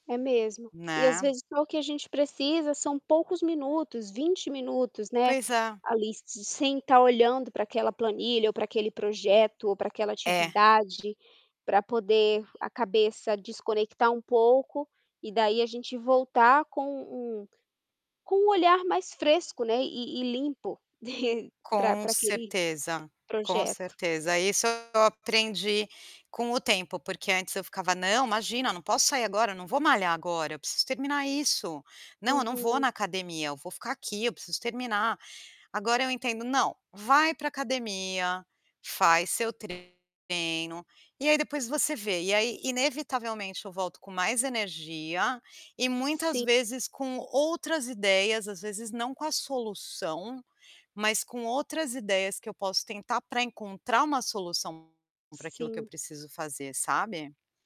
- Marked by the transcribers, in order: static; tapping; other background noise; chuckle; distorted speech
- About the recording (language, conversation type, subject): Portuguese, podcast, Que papel o descanso tem na sua rotina criativa?